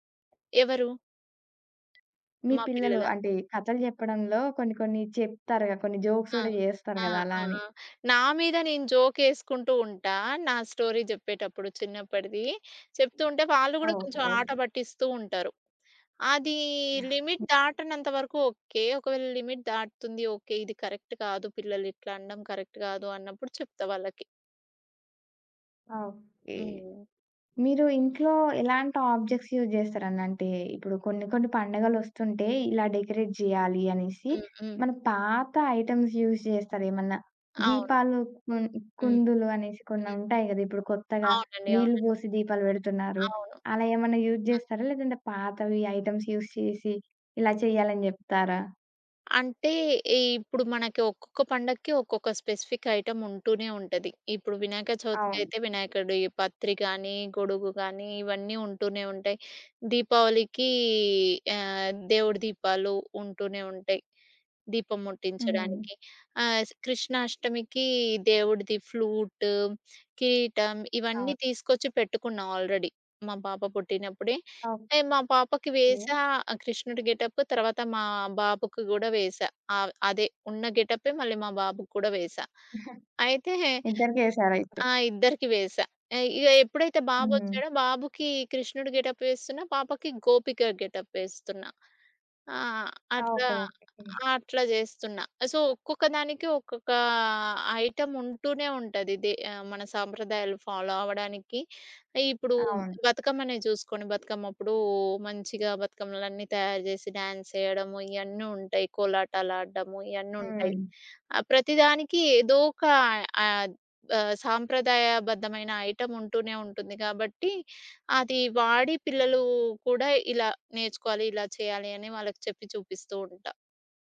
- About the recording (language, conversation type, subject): Telugu, podcast, మీ పిల్లలకు మీ సంస్కృతిని ఎలా నేర్పిస్తారు?
- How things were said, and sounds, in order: tapping; other background noise; in English: "జోక్స్"; in English: "జోక్"; in English: "స్టోరీ"; in English: "లిమిట్"; in English: "లిమిట్"; in English: "కరెక్ట్"; in English: "కరెక్ట్"; in English: "ఆబ్జెక్ట్స్ యూజ్"; in English: "డెకరేట్"; in English: "ఐటమ్స్ యూజ్"; in English: "యూజ్"; in English: "ఐటమ్స్ యూజ్"; in English: "స్పెసిఫిక్ ఐటమ్"; in English: "ఆల్రెడీ"; in English: "గెటప్"; giggle; in English: "గెటప్"; in English: "గెటప్"; in English: "సో"; in English: "ఐటమ్"; in English: "ఫాలో"; in English: "డ్యాన్స్"; in English: "ఐటమ్"